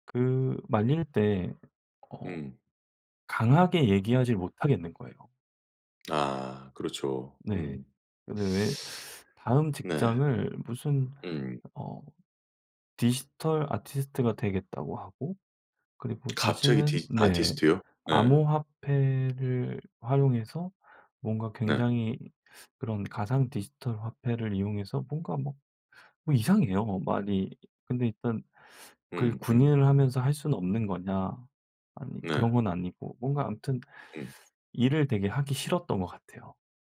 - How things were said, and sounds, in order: tapping; other background noise
- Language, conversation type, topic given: Korean, podcast, 가족에게 진실을 말하기는 왜 어려울까요?